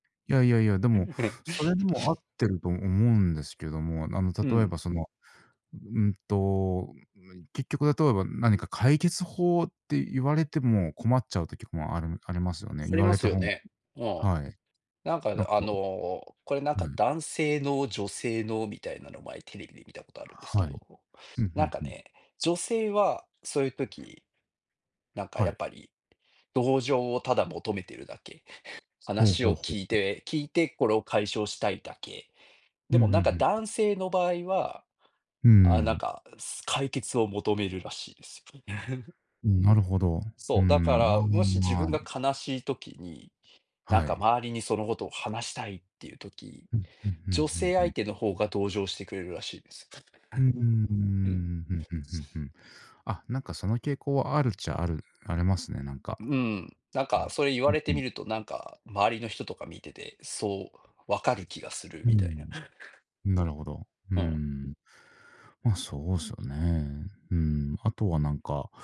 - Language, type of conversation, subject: Japanese, unstructured, 悲しみを感じない人は変だと思いますか？
- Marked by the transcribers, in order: unintelligible speech; other background noise; tapping; chuckle; laugh; chuckle; other noise